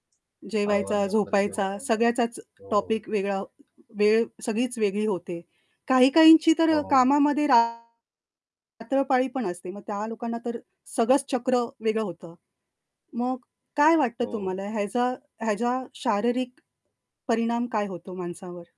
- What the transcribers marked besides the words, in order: static; tapping; other background noise; distorted speech
- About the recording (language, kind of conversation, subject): Marathi, podcast, झोपेची नियमित वेळ ठेवल्याने काय फरक पडतो?